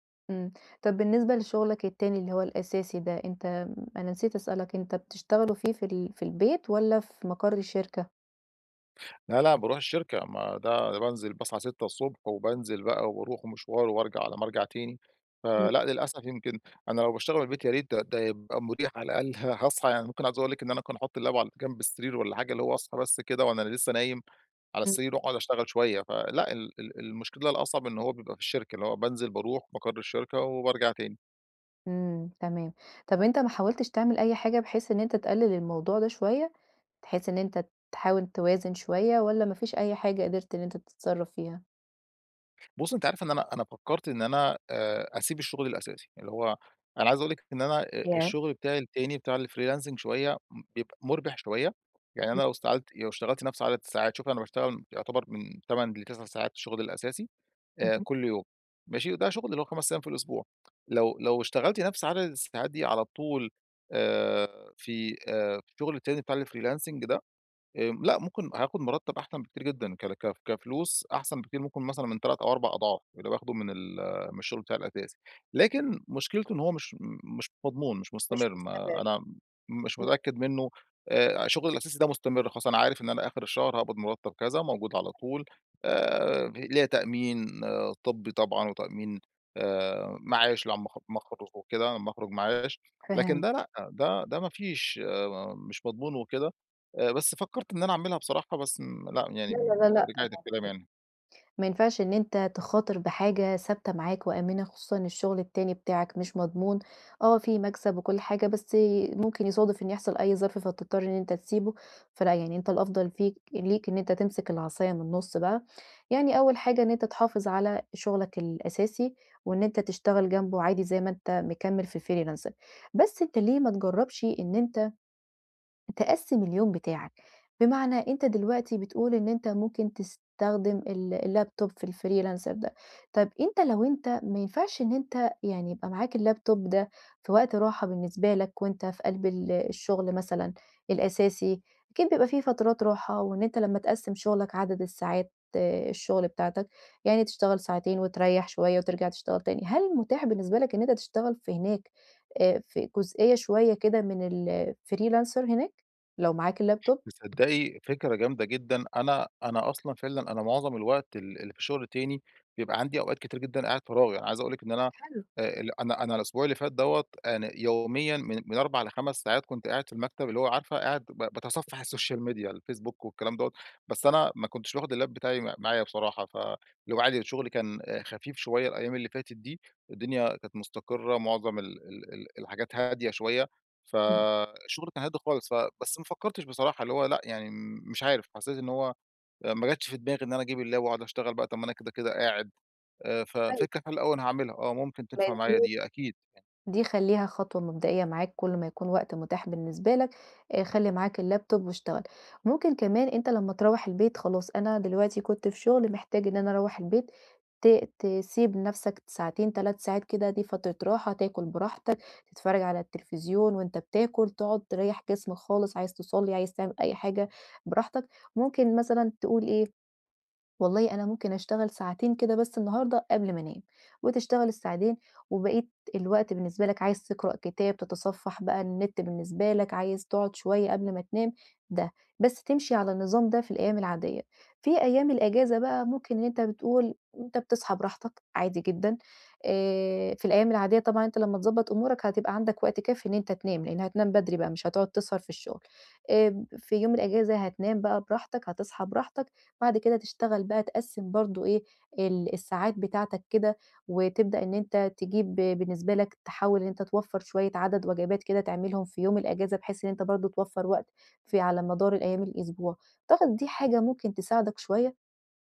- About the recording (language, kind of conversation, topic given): Arabic, advice, إزاي أوازن بين الراحة وإنجاز المهام في الويك إند؟
- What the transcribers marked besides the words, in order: laughing while speaking: "هأصحى"; in English: "اللاب"; tapping; in English: "الFreelancing"; "اشتغلت" said as "استغلت"; in English: "الFreelancing"; other background noise; in English: "الFreelancing"; in English: "الLaptop"; in English: "Freelancer"; in English: "الLaptop"; in English: "الFreelancer"; in English: "الLaptop؟"; in English: "الSocial Media"; in English: "اللاب"; in English: "اللاب"; unintelligible speech; in English: "الLaptop"